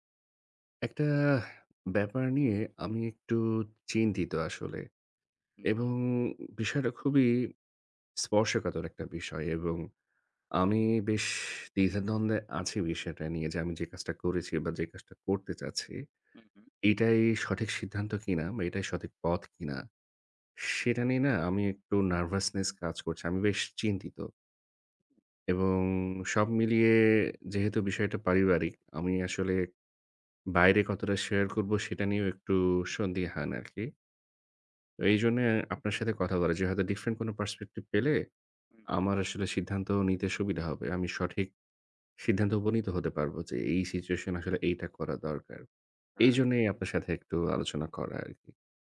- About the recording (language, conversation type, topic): Bengali, advice, সন্তানদের শাস্তি নিয়ে পিতামাতার মধ্যে মতবিরোধ হলে কীভাবে সমাধান করবেন?
- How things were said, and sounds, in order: "একটা" said as "একটাহ"; in English: "nervousness"; other background noise; in English: "different"; in English: "perspective"; in English: "situation"; unintelligible speech